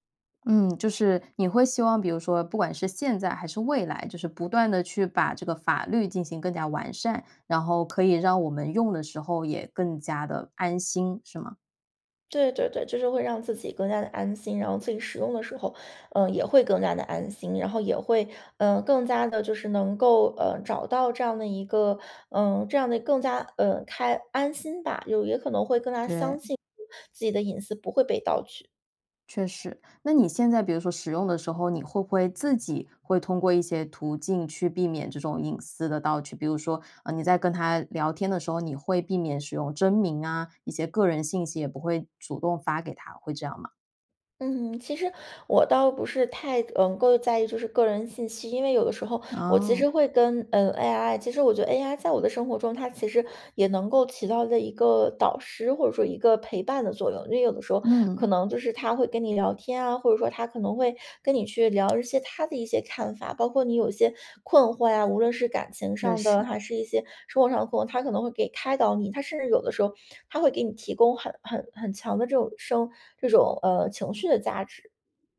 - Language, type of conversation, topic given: Chinese, podcast, 你如何看待人工智能在日常生活中的应用？
- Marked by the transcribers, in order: other background noise